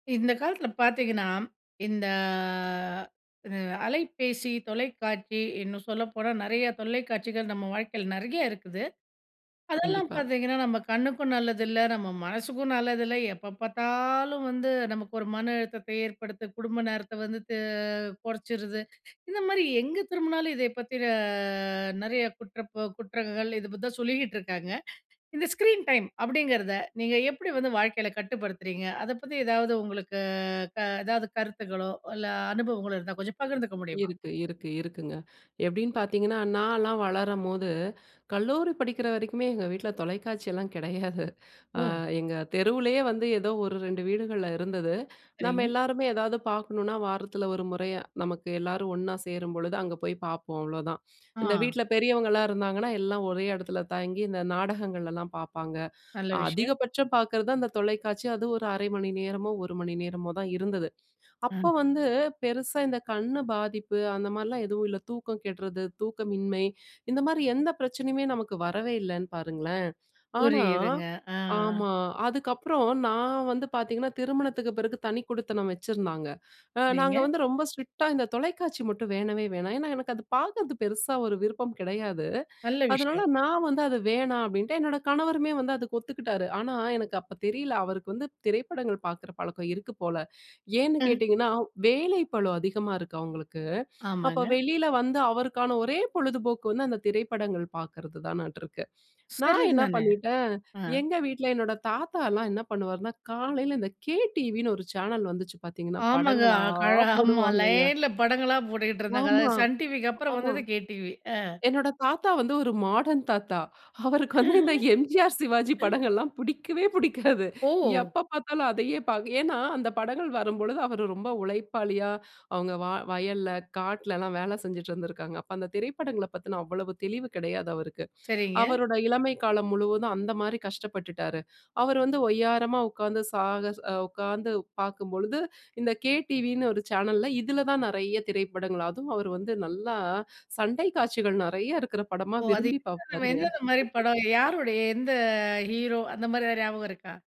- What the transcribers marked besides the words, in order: drawn out: "இந்த"; drawn out: "பத்தின"; chuckle; other background noise; laughing while speaking: "அவருக்கு வந்து இந்த எம்ஜிஆர், சிவாஜி படங்கள்லாம் புடிக்கவே புடிக்காது"; laugh; other noise
- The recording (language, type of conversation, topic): Tamil, podcast, நீங்கள் உங்கள் திரை பயன்பாட்டு நேரத்தை எப்படிக் கட்டுப்படுத்திக் கொள்கிறீர்கள்?